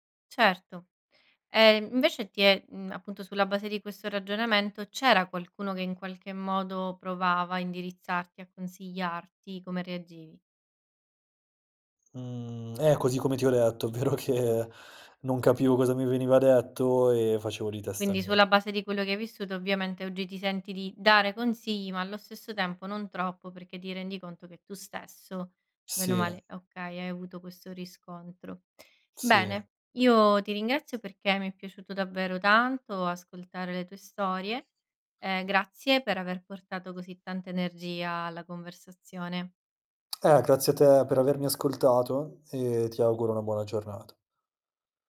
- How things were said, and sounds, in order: laughing while speaking: "ovvero che"; other background noise
- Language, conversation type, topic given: Italian, podcast, Raccontami di una volta in cui hai sbagliato e hai imparato molto?